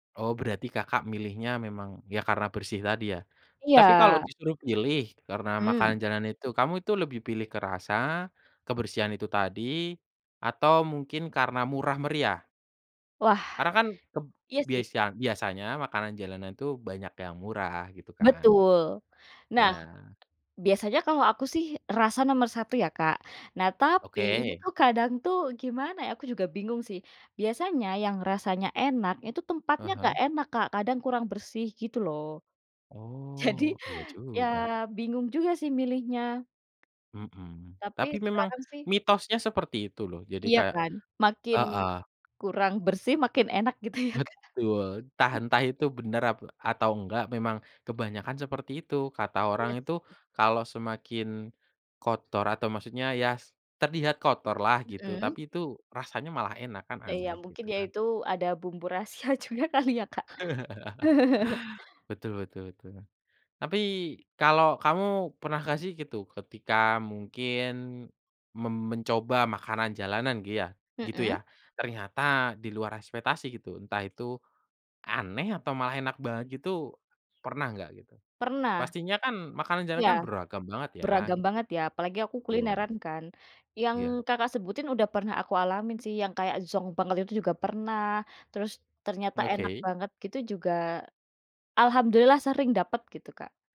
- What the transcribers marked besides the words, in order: tapping; laughing while speaking: "Jadi"; laughing while speaking: "gitu ya Kak"; laughing while speaking: "rahasia juga kali ya Kak"; laugh
- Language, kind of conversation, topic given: Indonesian, podcast, Makanan jalanan apa yang wajib kamu coba?